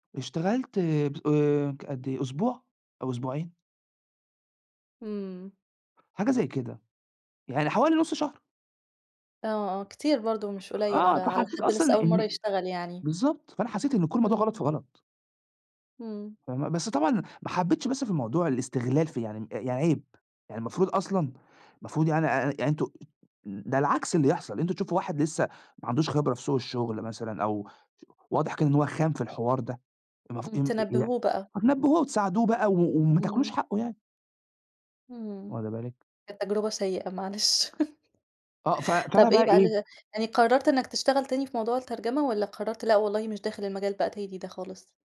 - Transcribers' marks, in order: tapping; unintelligible speech; chuckle; other background noise
- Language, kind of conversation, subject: Arabic, podcast, إزاي بتحافظ على التوازن بين الشغل والحياة؟